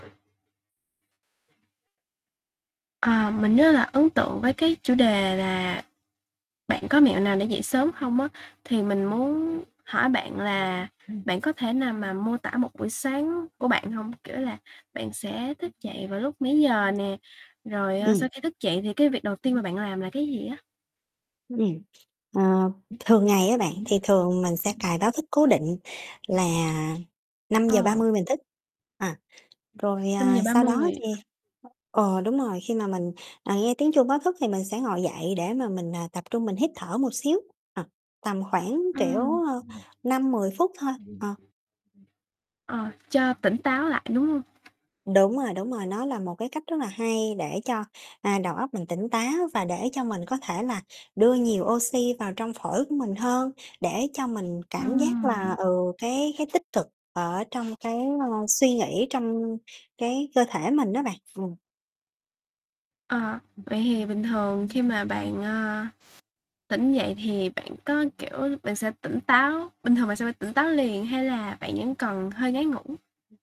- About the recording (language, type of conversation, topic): Vietnamese, podcast, Bạn có mẹo nào để dậy sớm không?
- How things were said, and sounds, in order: tapping; mechanical hum; other background noise; distorted speech; static